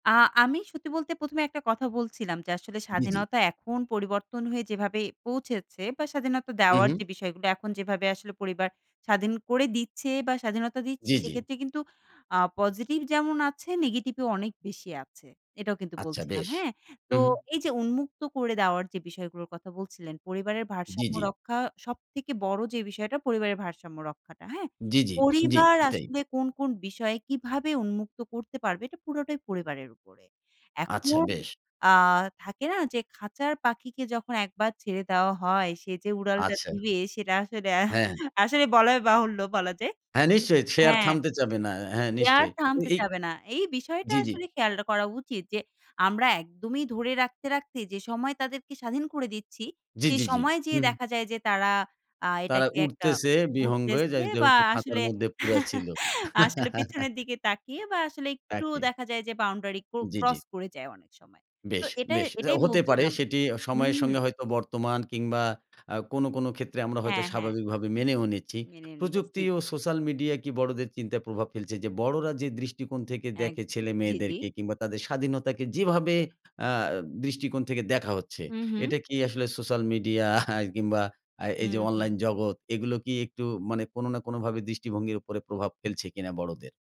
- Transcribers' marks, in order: unintelligible speech; laughing while speaking: "আসলে বলাই বাহুল্য বলা যায়"; unintelligible speech; chuckle; chuckle; tapping; "সোশ্যাল" said as "সোসাল"; scoff
- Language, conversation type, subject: Bengali, podcast, ছেলে-মেয়েদের স্বাধীনতা নিয়ে পরিবারে বড়দের দৃষ্টিভঙ্গি কীভাবে বদলেছে?